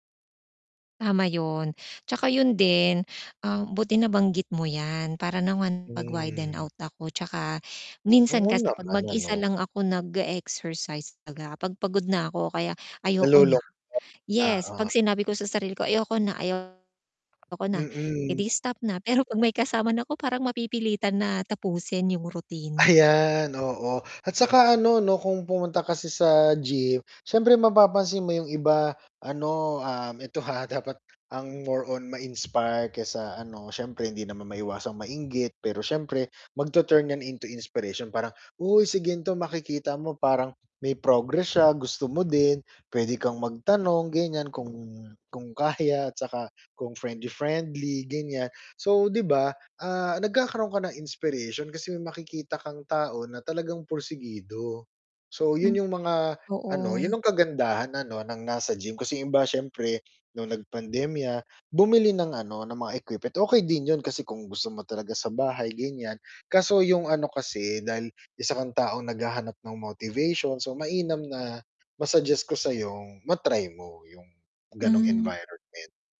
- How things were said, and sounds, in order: distorted speech; static; other background noise; tapping
- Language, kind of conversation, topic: Filipino, advice, Paano ko mapapanatili ang motibasyon kapag pakiramdam ko ay wala akong progreso?